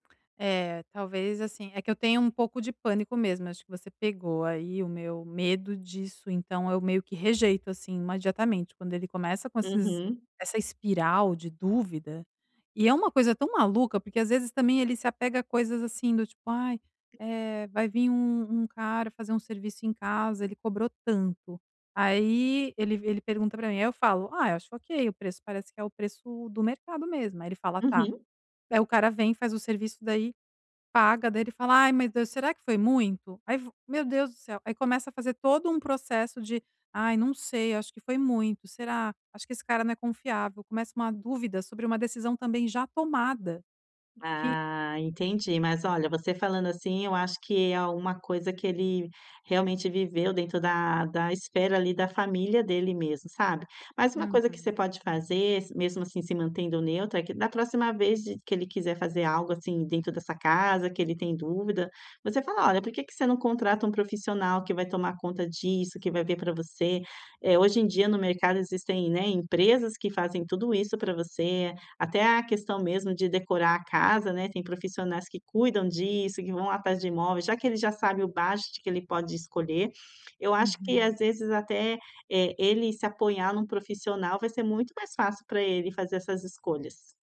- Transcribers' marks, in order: "imediatamente" said as "madiataente"; tapping
- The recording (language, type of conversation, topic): Portuguese, advice, Como posso apoiar meu parceiro emocionalmente sem perder a minha independência?